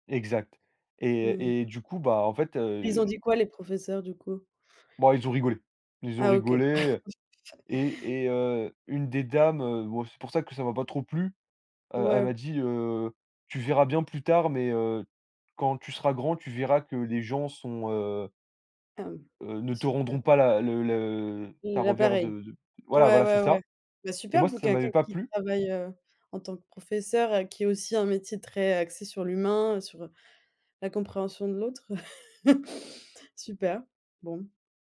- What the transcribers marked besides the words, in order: other background noise; chuckle; chuckle
- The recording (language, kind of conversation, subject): French, podcast, Raconte-moi un moment où, à la maison, tu as appris une valeur importante.